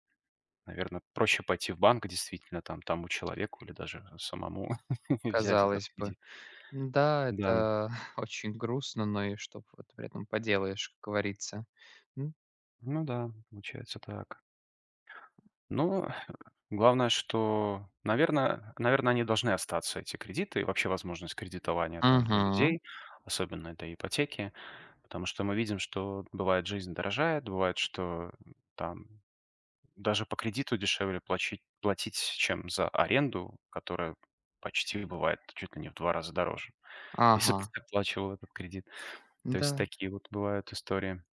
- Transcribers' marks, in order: tapping; chuckle
- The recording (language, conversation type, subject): Russian, unstructured, Почему кредитные карты иногда кажутся людям ловушкой?